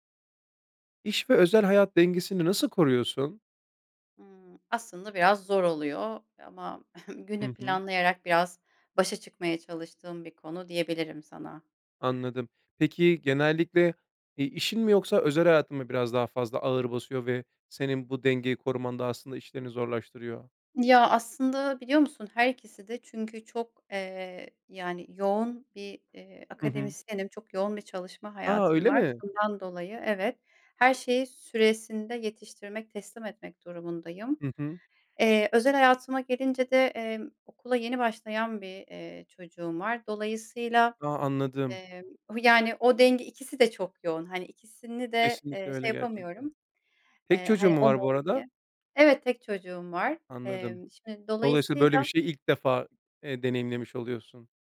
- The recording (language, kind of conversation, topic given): Turkish, podcast, İş ve özel hayat dengesini nasıl kuruyorsun?
- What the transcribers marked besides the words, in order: none